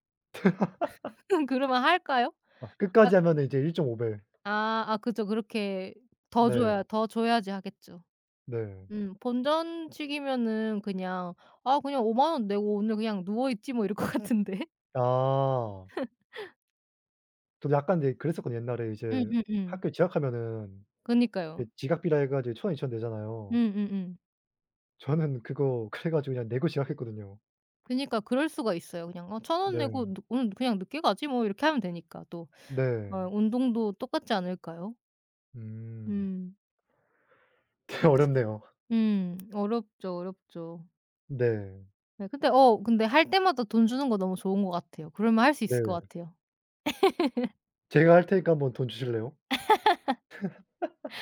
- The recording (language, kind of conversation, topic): Korean, unstructured, 운동을 억지로 시키는 것이 옳을까요?
- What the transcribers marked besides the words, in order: laugh; laughing while speaking: "음"; tapping; other background noise; laughing while speaking: "이럴 거 같은데"; laugh; laughing while speaking: "그래 가지고"; laugh; laugh